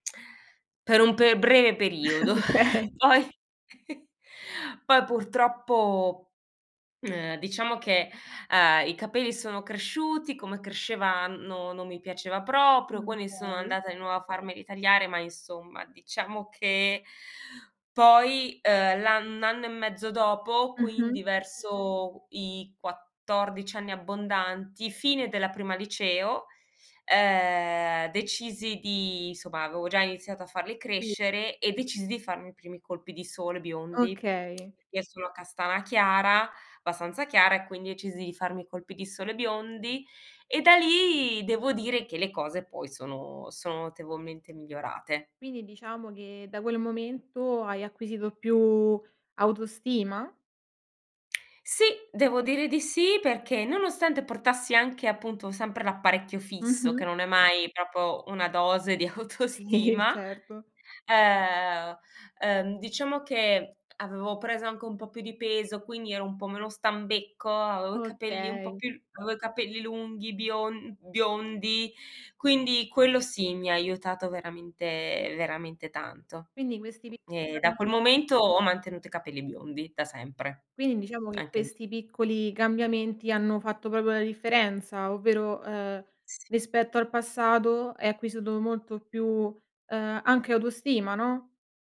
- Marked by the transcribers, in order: other background noise; chuckle; laughing while speaking: "periodo; poi"; laughing while speaking: "Okay"; chuckle; tsk; "notevolmente" said as "notevomente"; tongue click; "proprio" said as "propo"; laughing while speaking: "Sì"; laughing while speaking: "autostima"; unintelligible speech; "proprio" said as "propio"
- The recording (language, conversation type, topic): Italian, podcast, Hai mai cambiato look per sentirti più sicuro?